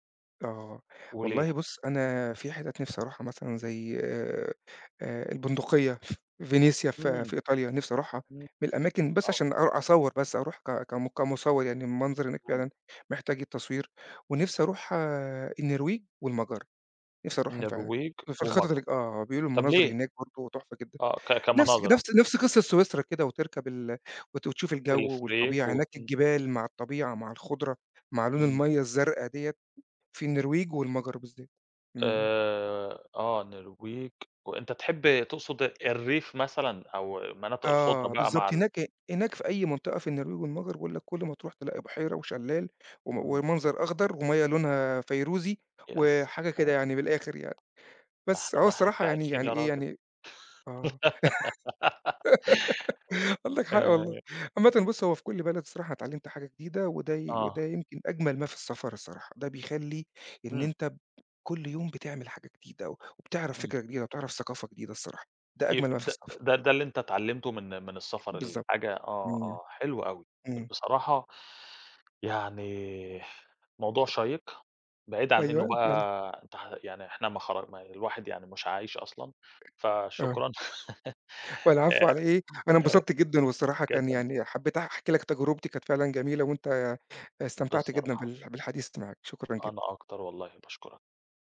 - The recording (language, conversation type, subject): Arabic, podcast, خبرنا عن أجمل مكان طبيعي زرته وليه عجبك؟
- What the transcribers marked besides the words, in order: tapping; laugh; giggle; inhale; other background noise; laugh